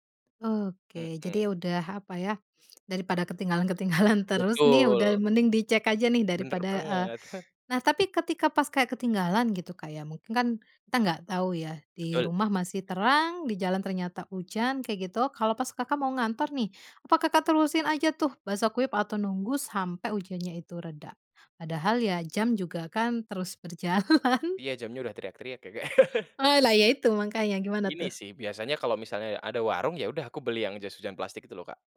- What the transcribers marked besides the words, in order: laughing while speaking: "ketinggalan"; laughing while speaking: "berjalan"; laugh; other background noise
- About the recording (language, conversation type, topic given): Indonesian, podcast, Bagaimana musim hujan memengaruhi kegiatanmu sehari-hari?